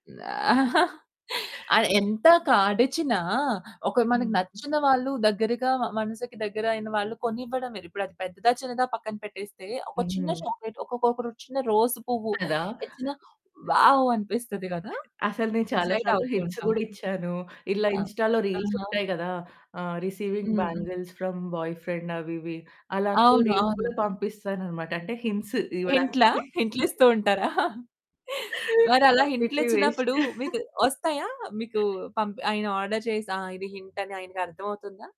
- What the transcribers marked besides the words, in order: laugh; other background noise; in English: "చాక్లేట్"; in English: "వావ్!"; in English: "హింట్స్"; in English: "ఎక్సైట్"; in English: "ఇన్‌స్టాలో రీల్స్"; in English: "రిసీవింగ్ బ్యాంగిల్స్ ఫ్రమ్ బాయ్‌ఫ్రెండ్"; in English: "రీల్స్"; in English: "హింట్స్"; laughing while speaking: "హింట్లిస్తూ ఉంటారా?"; chuckle; in English: "కంప్లీట్‌లీ వేస్ట్"; chuckle; in English: "ఆర్డర్"; in English: "హింట్"
- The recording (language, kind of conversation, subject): Telugu, podcast, జీవిత భాగస్వామితో గొడవ అయిన తర్వాత సంబంధాన్ని మళ్లీ సవ్యంగా ఎలా పునర్నిర్మించుకుంటారు?